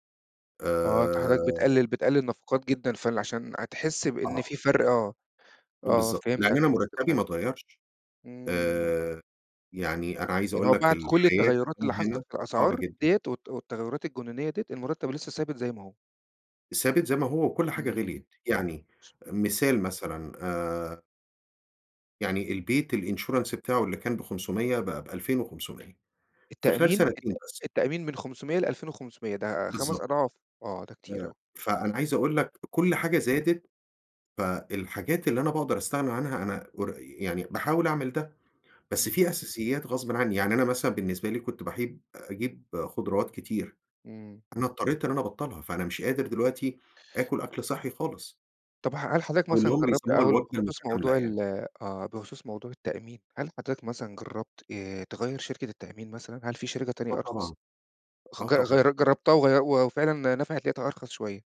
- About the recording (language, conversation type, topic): Arabic, advice, إزاي أقدر أشتري أكل صحي ومتوازن بميزانية محدودة؟
- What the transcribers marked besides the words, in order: tapping; unintelligible speech; in English: "الinsurance"